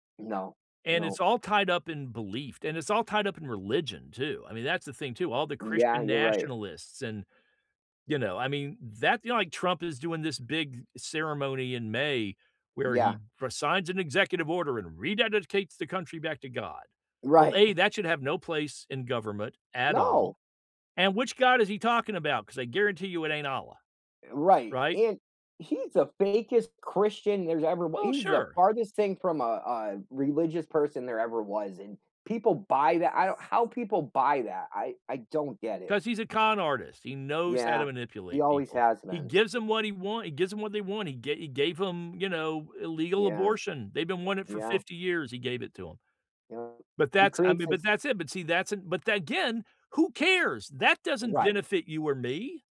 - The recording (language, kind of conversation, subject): English, unstructured, What issues should politicians focus on?
- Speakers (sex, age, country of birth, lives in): male, 45-49, United States, United States; male, 65-69, United States, United States
- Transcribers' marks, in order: other background noise; angry: "who cares?"